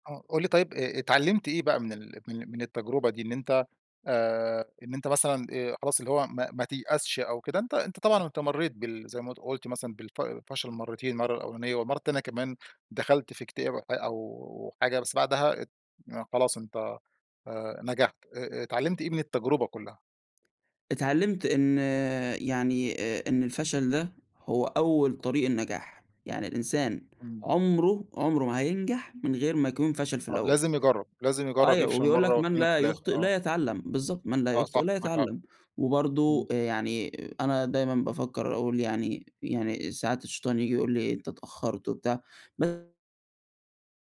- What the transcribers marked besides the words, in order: none
- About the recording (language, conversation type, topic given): Arabic, podcast, هل الفشل جزء من النجاح برأيك؟ إزاي؟